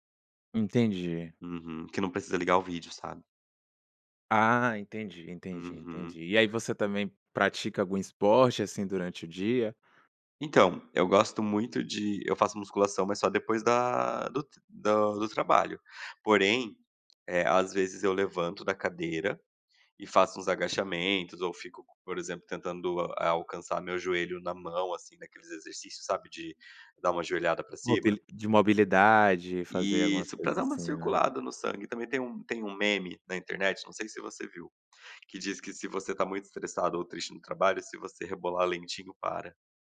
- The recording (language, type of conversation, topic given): Portuguese, podcast, Como você estabelece limites entre trabalho e vida pessoal em casa?
- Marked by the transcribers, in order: none